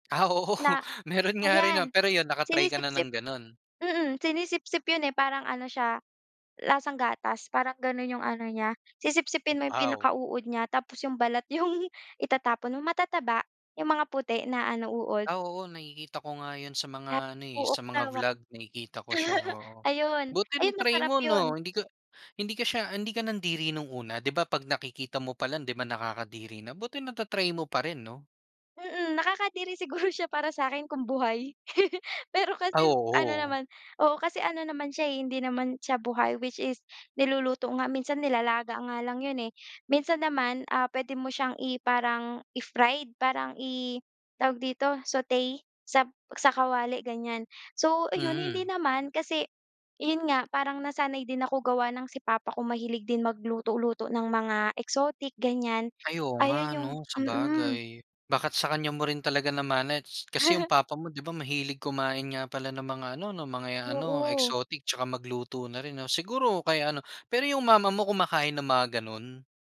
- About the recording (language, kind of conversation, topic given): Filipino, podcast, Ano ang karanasan mo sa pagtikim ng pagkain sa turo-turo o sa kanto?
- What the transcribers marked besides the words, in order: laughing while speaking: "oo"; other background noise; laughing while speaking: "'yong"; chuckle; chuckle; tapping; chuckle